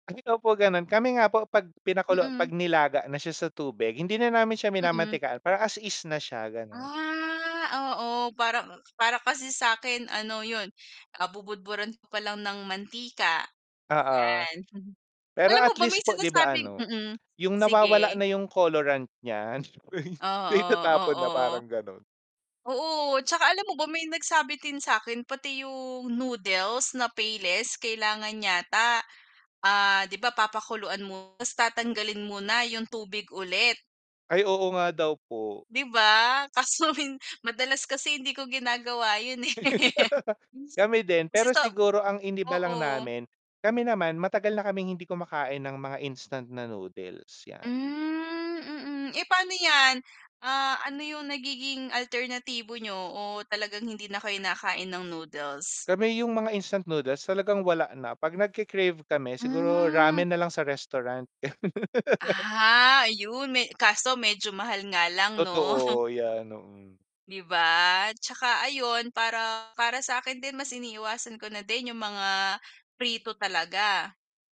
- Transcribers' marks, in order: tapping; distorted speech; chuckle; chuckle; laughing while speaking: "so itatapon na"; laughing while speaking: "min"; laugh; laughing while speaking: "eh"; laugh; background speech; static; laugh; chuckle; other background noise
- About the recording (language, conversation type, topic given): Filipino, unstructured, Ano ang mga simpleng paraan para gawing mas masustansiya ang pagkain?